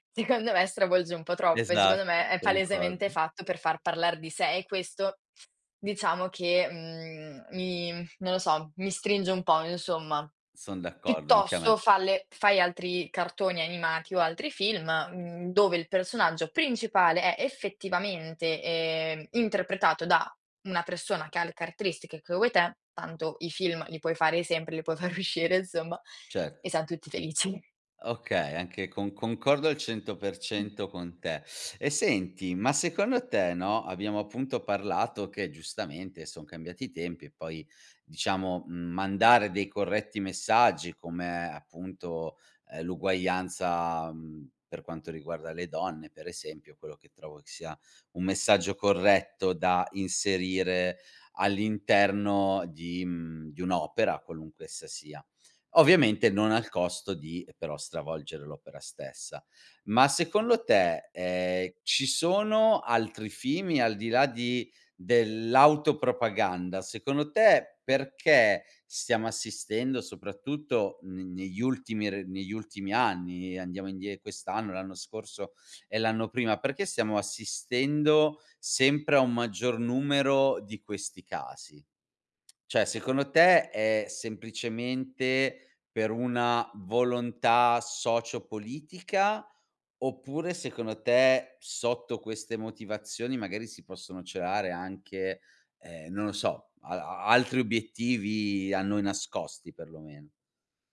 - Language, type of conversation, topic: Italian, podcast, Perché alcune storie sopravvivono per generazioni intere?
- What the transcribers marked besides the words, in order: laughing while speaking: "secondo"; other background noise; laughing while speaking: "uscire"; laughing while speaking: "felici"; "fini" said as "fimi"